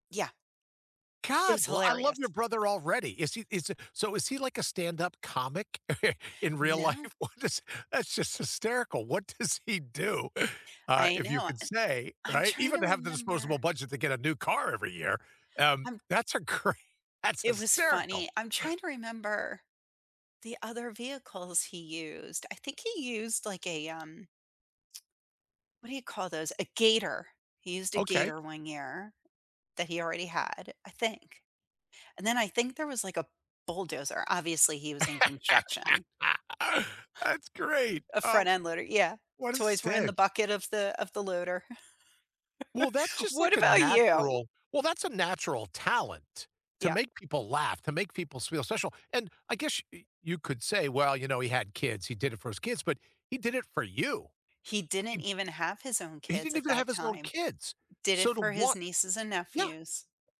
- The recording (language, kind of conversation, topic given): English, unstructured, Can you share a favorite holiday memory from your childhood?
- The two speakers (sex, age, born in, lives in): female, 50-54, United States, United States; male, 65-69, United States, United States
- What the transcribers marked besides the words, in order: chuckle; tapping; laughing while speaking: "life? What is, that's just hysterical. What does he do?"; laughing while speaking: "great that's hysterical"; tsk; laugh; laugh; stressed: "you"; other background noise